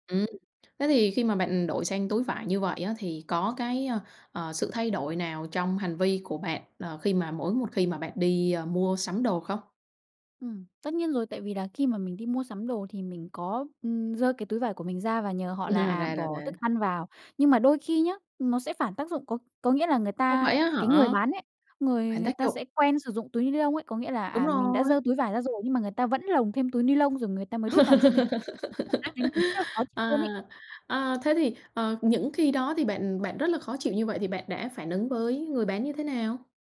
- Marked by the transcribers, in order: chuckle; tapping; laugh; unintelligible speech
- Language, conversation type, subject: Vietnamese, podcast, Bạn nghĩ sao về việc giảm rác thải nhựa trong sinh hoạt hằng ngày?
- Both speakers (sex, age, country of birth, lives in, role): female, 20-24, Vietnam, Vietnam, guest; female, 25-29, Vietnam, Germany, host